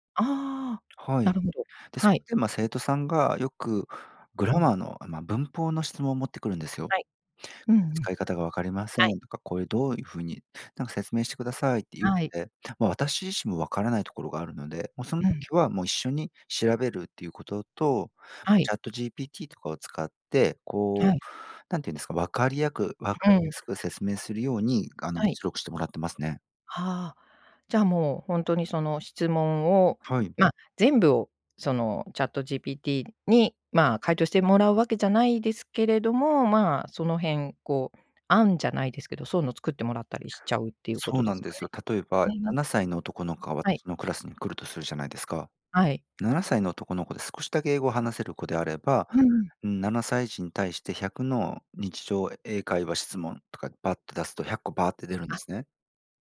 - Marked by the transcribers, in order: tapping; unintelligible speech
- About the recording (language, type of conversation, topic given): Japanese, podcast, これから学んでみたいことは何ですか？